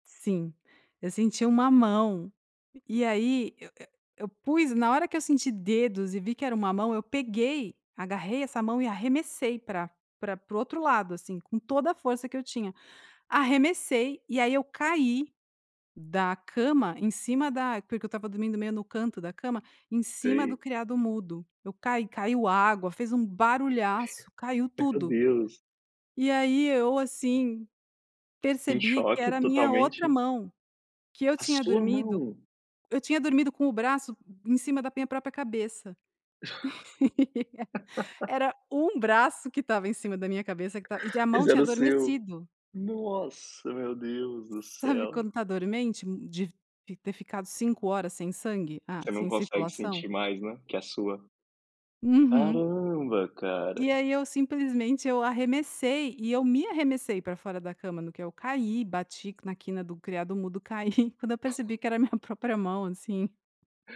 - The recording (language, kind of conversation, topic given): Portuguese, podcast, Qual foi a experiência mais engraçada da sua vida?
- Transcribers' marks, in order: surprised: "A sua mão?"; laugh; tapping; other background noise